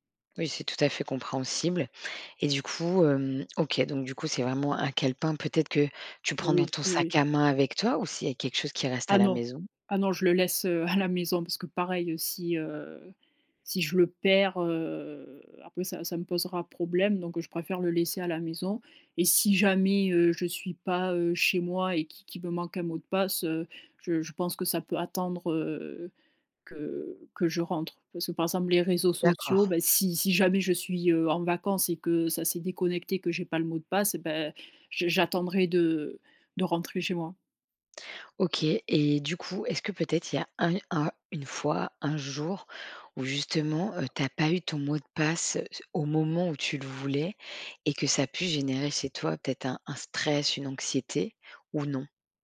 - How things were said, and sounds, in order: drawn out: "heu"; stressed: "si"
- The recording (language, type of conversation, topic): French, podcast, Comment protéger facilement nos données personnelles, selon toi ?